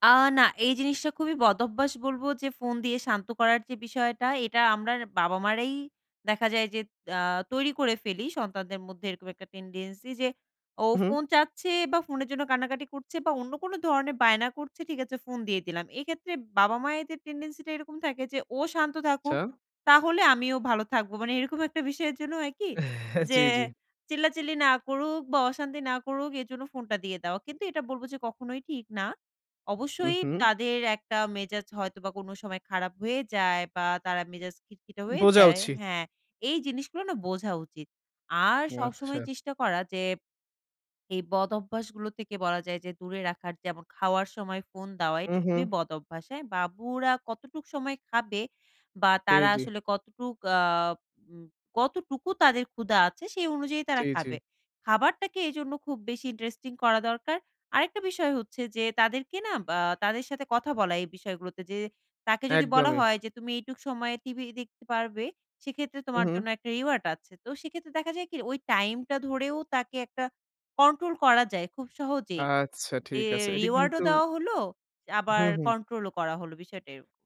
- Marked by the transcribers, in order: in English: "tendency"; in English: "tendency"; laughing while speaking: "হ্যাঁ, জী, জী"; laughing while speaking: "এরকম একটা বিষয়ের জন্য হয় কি যে"; in English: "reward"; in English: "reward"
- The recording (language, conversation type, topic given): Bengali, podcast, বাচ্চাদের স্ক্রিন ব্যবহারের বিষয়ে আপনি কী কী নীতি অনুসরণ করেন?